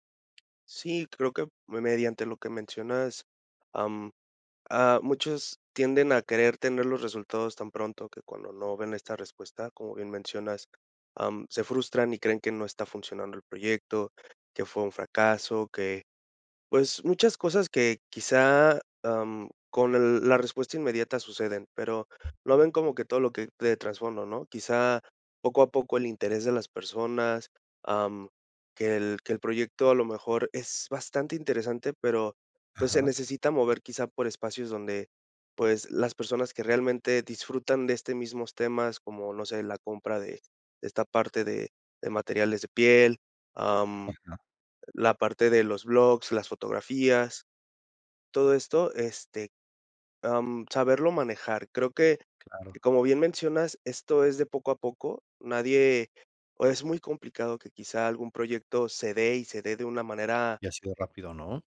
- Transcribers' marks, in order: tapping
- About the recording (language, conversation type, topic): Spanish, advice, ¿Cómo puedo superar el bloqueo de empezar un proyecto creativo por miedo a no hacerlo bien?
- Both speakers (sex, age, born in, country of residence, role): male, 30-34, Mexico, Mexico, advisor; male, 35-39, Mexico, Poland, user